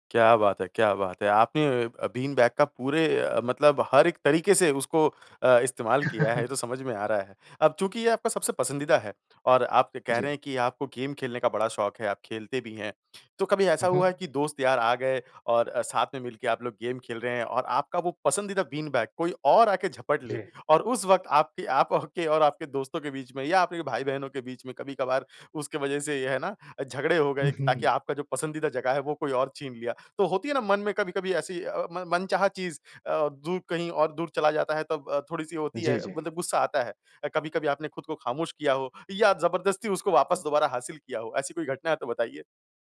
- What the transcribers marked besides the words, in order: chuckle; in English: "गेम"; in English: "गेम"
- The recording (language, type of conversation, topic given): Hindi, podcast, तुम्हारे घर की सबसे आरामदायक जगह कौन सी है और क्यों?